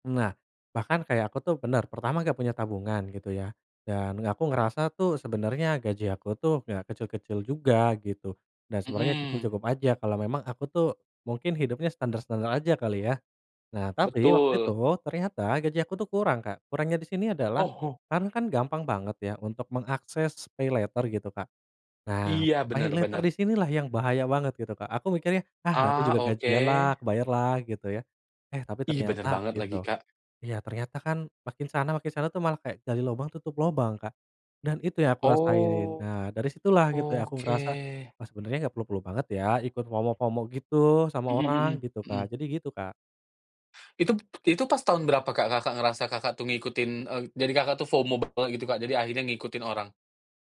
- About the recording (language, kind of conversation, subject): Indonesian, podcast, Bagaimana cara kamu mengatasi rasa takut ketinggalan kabar saat tidak sempat mengikuti pembaruan dari teman-teman?
- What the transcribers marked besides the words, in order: in English: "paylater"; in English: "paylater"; tapping; in English: "FOMO-FOMO"; other background noise; in English: "FOMO"